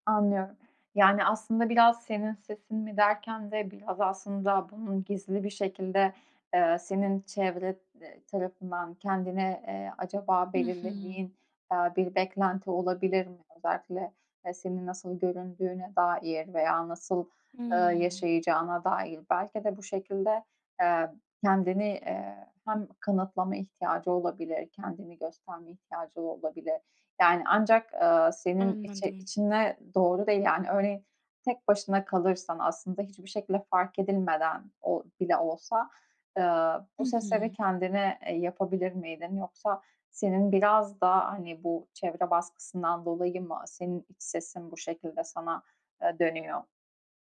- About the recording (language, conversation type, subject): Turkish, advice, Kendime sürekli sert ve yıkıcı şeyler söylemeyi nasıl durdurabilirim?
- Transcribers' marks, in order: other background noise